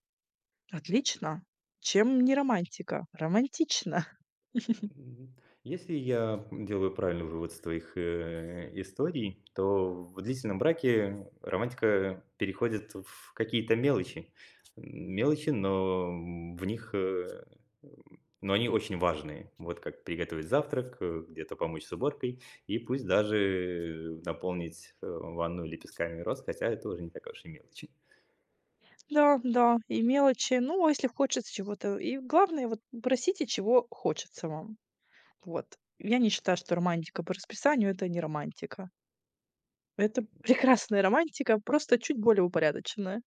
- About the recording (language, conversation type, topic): Russian, podcast, Как сохранить романтику в длительном браке?
- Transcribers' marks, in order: chuckle; other background noise; laughing while speaking: "прекрасная"; tapping